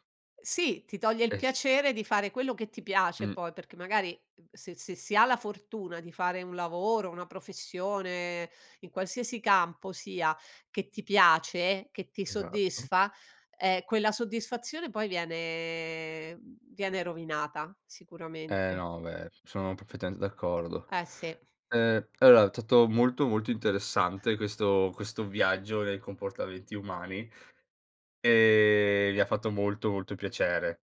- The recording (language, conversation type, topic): Italian, podcast, Come distingui l’assertività dall’aggressività o dalla passività?
- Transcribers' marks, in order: drawn out: "viene"; other background noise; drawn out: "e"